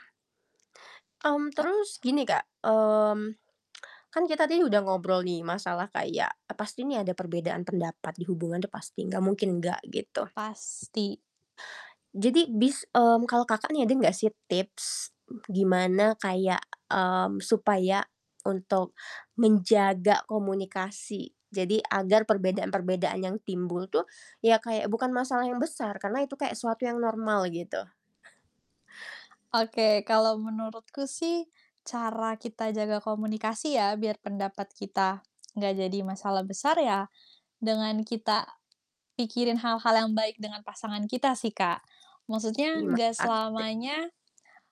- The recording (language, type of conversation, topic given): Indonesian, unstructured, Bagaimana kamu menangani perbedaan pendapat dengan pasanganmu?
- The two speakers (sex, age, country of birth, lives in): female, 20-24, Indonesia, Netherlands; female, 25-29, Indonesia, Indonesia
- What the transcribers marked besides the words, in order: other background noise; tapping; distorted speech; chuckle